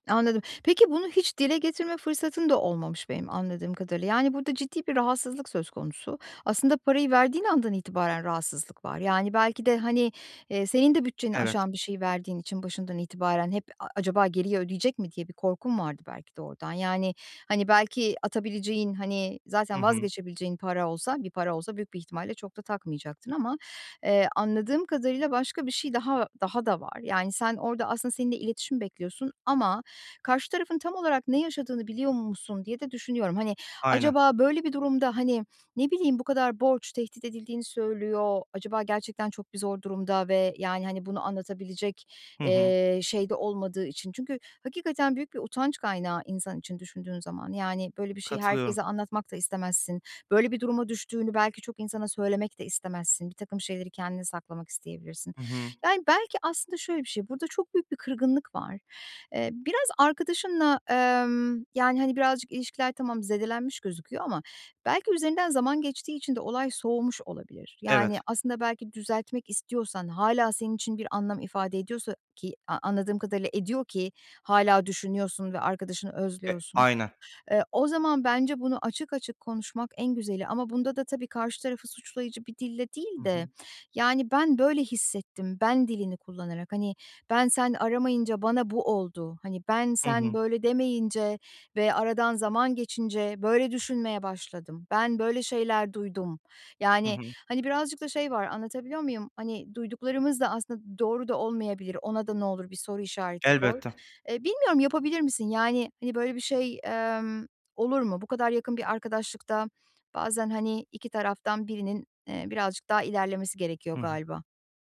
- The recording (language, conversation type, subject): Turkish, advice, Borçlar hakkında yargılamadan ve incitmeden nasıl konuşabiliriz?
- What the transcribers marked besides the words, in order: other background noise